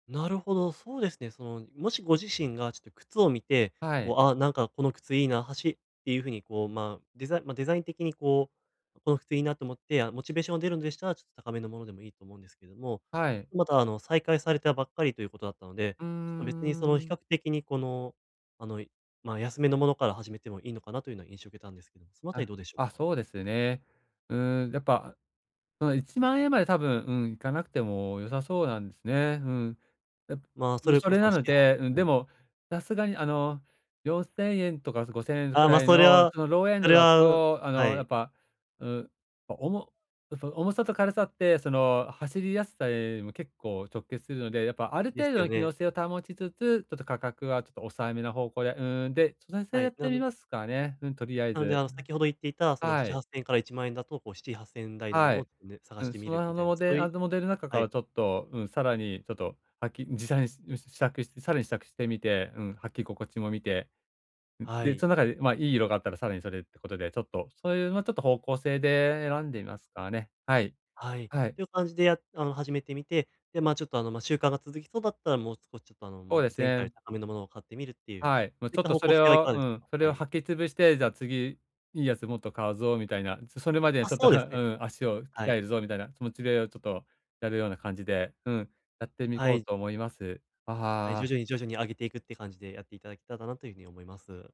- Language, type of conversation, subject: Japanese, advice, 買い物で選択肢が多すぎて決められないときは、どうすればいいですか？
- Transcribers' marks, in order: tapping; in English: "ローエンド"